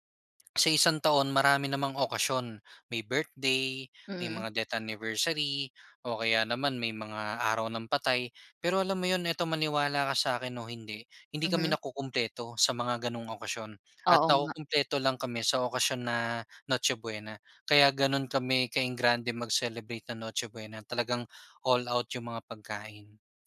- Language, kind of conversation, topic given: Filipino, podcast, Ano ang palaging nasa hapag ninyo tuwing Noche Buena?
- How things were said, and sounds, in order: in English: "all out"